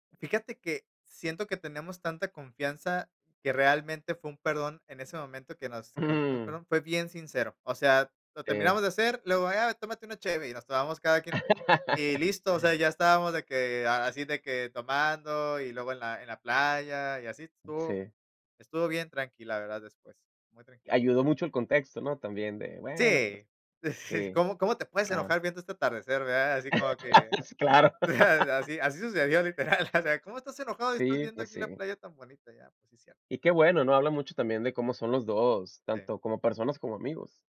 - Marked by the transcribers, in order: chuckle; chuckle; laugh; laughing while speaking: "Claro"; laughing while speaking: "así, así sucedió"
- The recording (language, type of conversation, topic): Spanish, podcast, ¿Cómo manejas un conflicto con un amigo cercano?